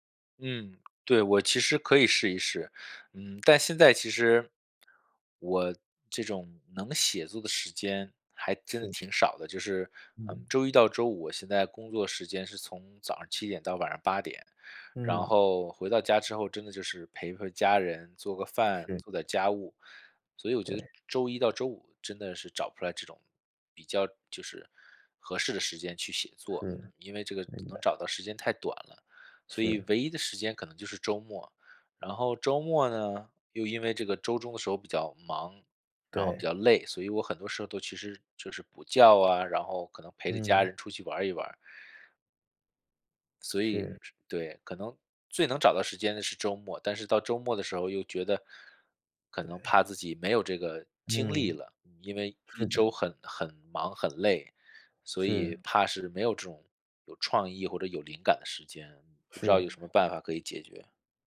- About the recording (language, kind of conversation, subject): Chinese, advice, 如何在工作占满时间的情况下安排固定的创作时间？
- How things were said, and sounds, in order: other background noise